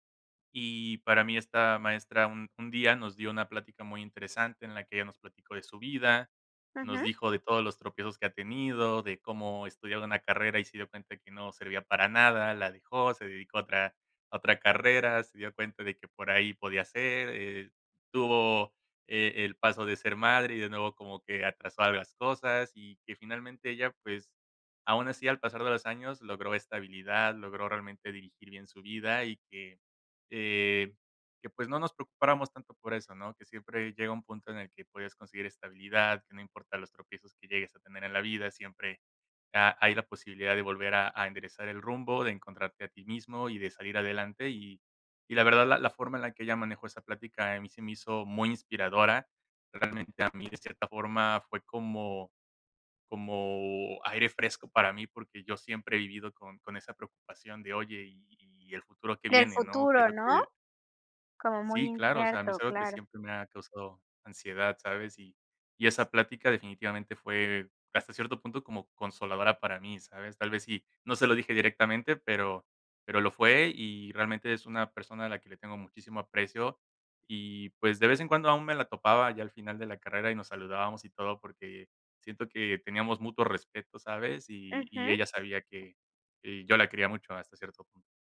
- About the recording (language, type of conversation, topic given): Spanish, podcast, ¿Qué profesor influyó más en ti y por qué?
- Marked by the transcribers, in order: tapping; other background noise